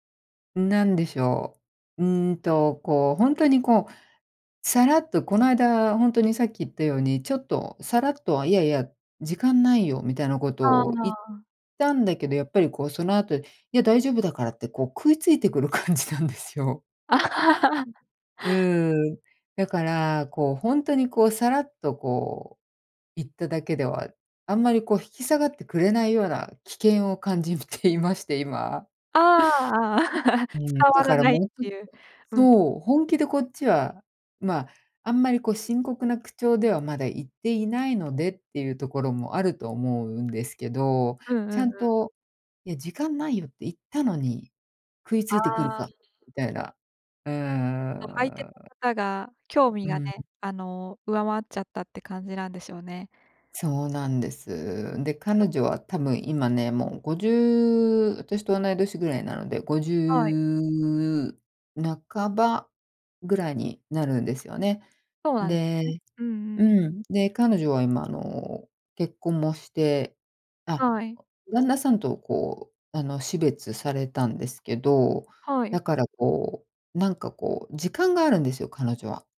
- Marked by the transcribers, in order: laughing while speaking: "感じなんですよ"; laugh; other background noise; laughing while speaking: "感じていまして、今"; laugh
- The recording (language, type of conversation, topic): Japanese, advice, 友人との境界線をはっきり伝えるにはどうすればよいですか？